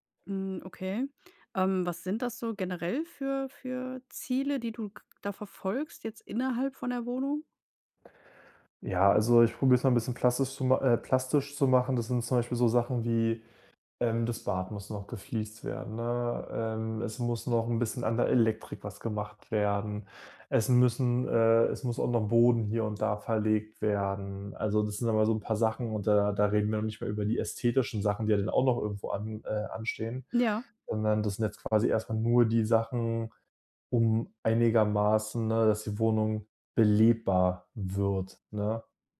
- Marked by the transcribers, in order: none
- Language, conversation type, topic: German, advice, Wie kann ich meine Fortschritte verfolgen, ohne mich überfordert zu fühlen?